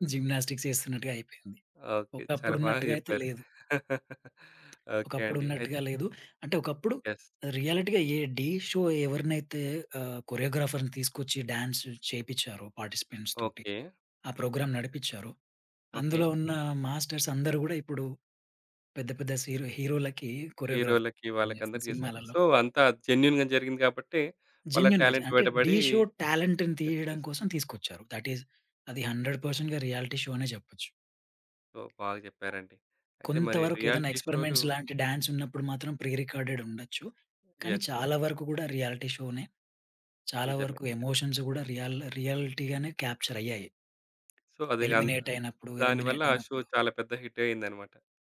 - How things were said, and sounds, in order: in English: "జిమ్నాస్టిక్స్"; chuckle; tapping; in English: "యెస్"; in English: "రియాలిటీ‌గా"; in English: "షో"; in English: "కొరియోగ్రాఫర్‌ని"; in English: "డాన్స్"; in English: "పార్టిసిపెంట్స్"; in English: "ప్రోగ్రామ్"; in English: "కొరియోగ్రాఫర్"; in English: "సో"; in English: "జెన్యూన్‌గా"; in English: "జెన్యూన్‌గా"; in English: "టాలెంట్"; in English: "షో టాలెంట్‌ని"; in English: "యెస్. యెస్"; in English: "దటీస్"; in English: "హండ్రెడ్ పర్సెంట్‌గా రియాలిటీ షో"; other background noise; in English: "ఎక్స్పెరిమెంట్స్"; in English: "రియాలిటీ"; in English: "డాన్స్"; in English: "ప్రి రికార్డెడ్"; in English: "యెస్. యెస్"; in English: "రియాలిటీ షో‌నే"; in English: "ఎమోషన్స్"; in English: "రియల్ రియాలిటీ‌గానే క్యాప్చర్"; in English: "ఎలిమినేట్"; in English: "సో"; in English: "ఎలిమినేట్"; in English: "షో"; in English: "హిట్"
- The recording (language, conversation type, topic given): Telugu, podcast, రియాలిటీ షోలు నిజంగానే నిజమేనా?